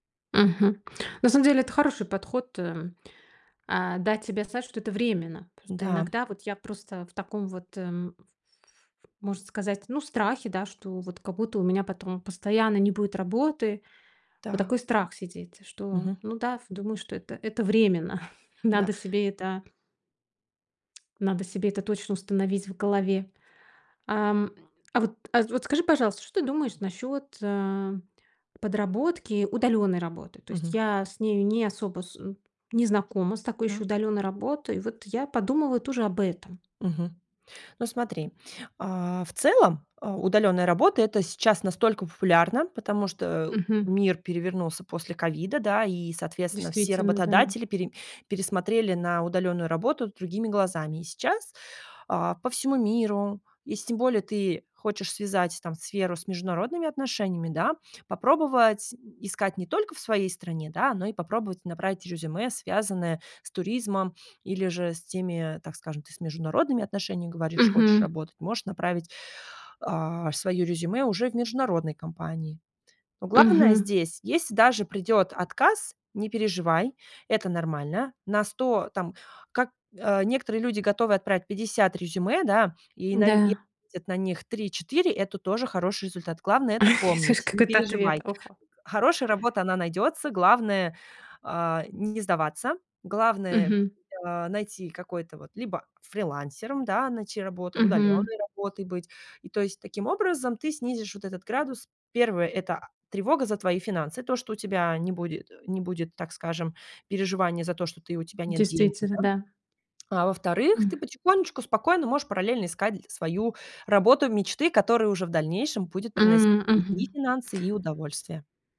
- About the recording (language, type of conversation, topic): Russian, advice, Как справиться с неожиданной потерей работы и тревогой из-за финансов?
- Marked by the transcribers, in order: tapping; chuckle